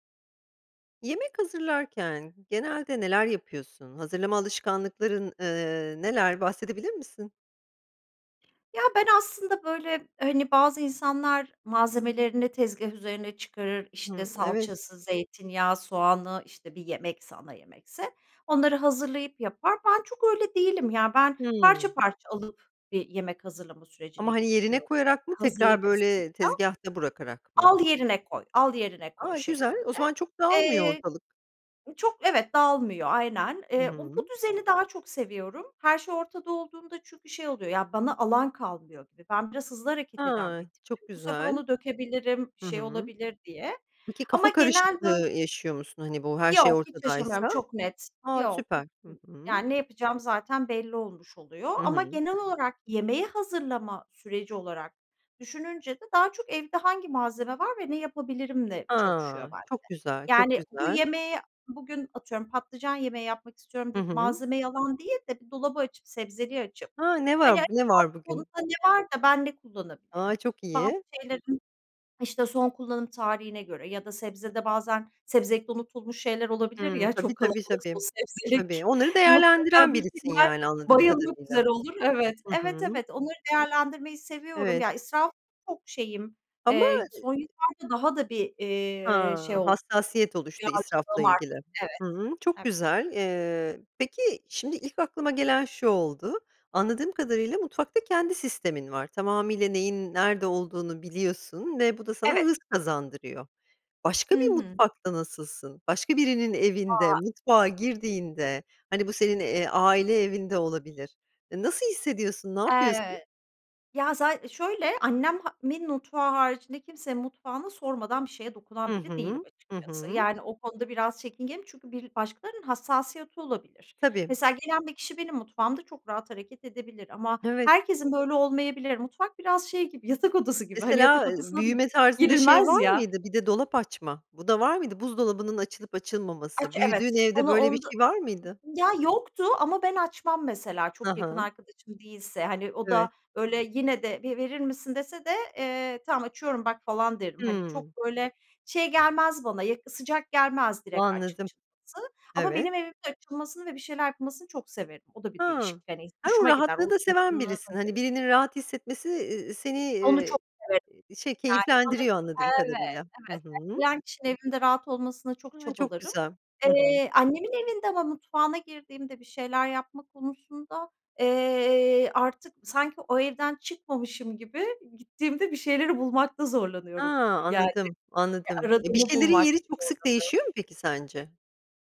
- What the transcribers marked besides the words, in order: other background noise; tapping; other noise; unintelligible speech; laughing while speaking: "çok kalabalıksa o sebzelik. Mutlaka bir şeyler bayılmak üzere olur Evet"; unintelligible speech; unintelligible speech; unintelligible speech
- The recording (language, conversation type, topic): Turkish, podcast, Genel olarak yemek hazırlama alışkanlıkların nasıl?